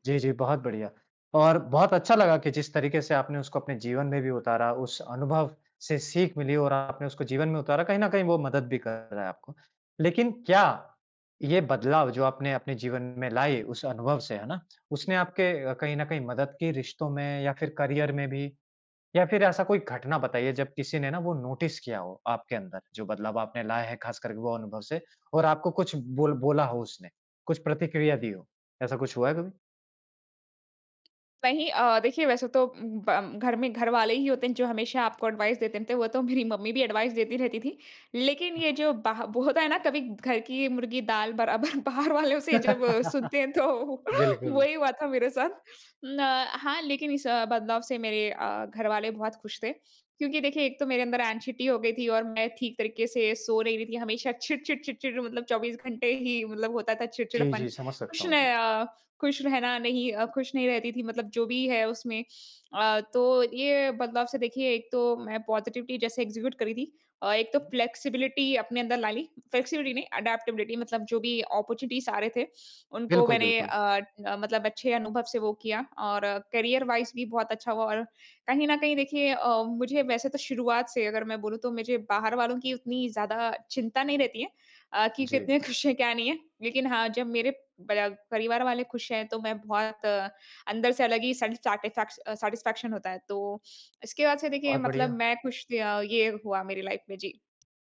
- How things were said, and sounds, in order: in English: "करियर"; in English: "नोटिस"; in English: "एडवाइस"; in English: "एडवाइस"; laugh; laughing while speaking: "बराबर बाहर वालों से"; laughing while speaking: "तो"; chuckle; sniff; in English: "ऐंगशीटी"; "ऐंग्ज़ाइटी" said as "ऐंगशीटी"; in English: "पॉजिटिविटी"; in English: "एक्जीक्यूट"; in English: "फ्लेक्सिबिलिटी"; in English: "फ्लेक्सिबिलिटी"; in English: "एडप्टबिलिटी"; in English: "अपॉर्चुनिटीज़"; in English: "करियर वाइस"; in English: "सैटिस्फैक्शन"; in English: "लाइफ"
- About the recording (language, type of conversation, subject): Hindi, podcast, किस अनुभव ने आपकी सोच सबसे ज़्यादा बदली?